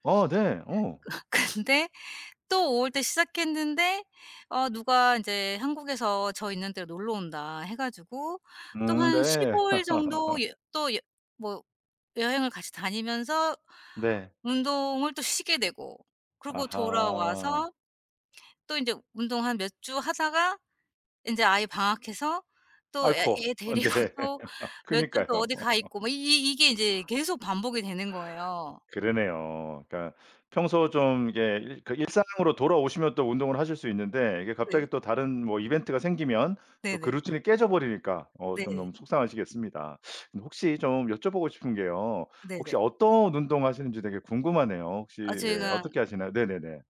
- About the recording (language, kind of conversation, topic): Korean, advice, 출장이나 여행 때문에 운동 루틴이 자주 깨질 때 어떻게 유지할 수 있을까요?
- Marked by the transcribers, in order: laughing while speaking: "어 근데"; background speech; laugh; other background noise; laughing while speaking: "데리고"; laughing while speaking: "어 네. 그니까요"